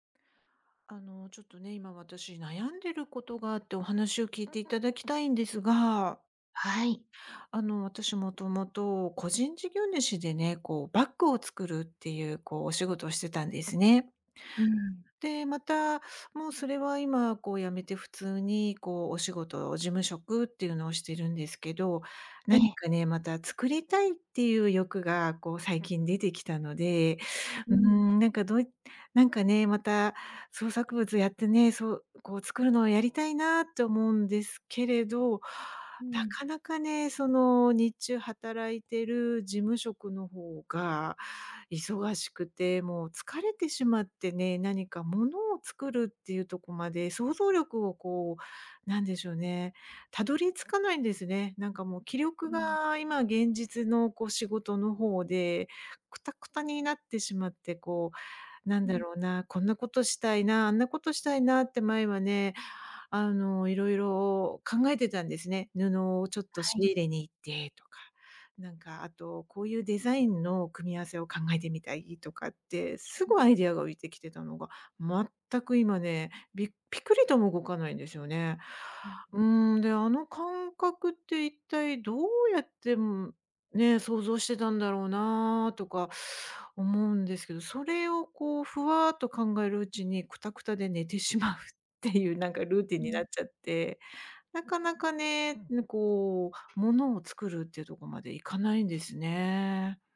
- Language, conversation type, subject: Japanese, advice, 疲労や気力不足で創造力が枯渇していると感じるのはなぜですか？
- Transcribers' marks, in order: teeth sucking; laughing while speaking: "寝てしまうっていう"; tapping